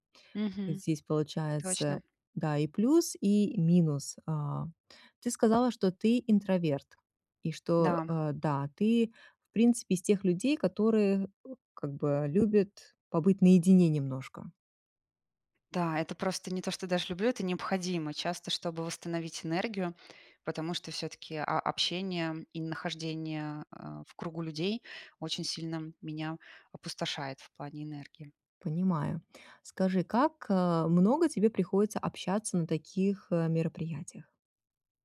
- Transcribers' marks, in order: tapping
- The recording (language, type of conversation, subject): Russian, advice, Как справляться с усталостью и перегрузкой во время праздников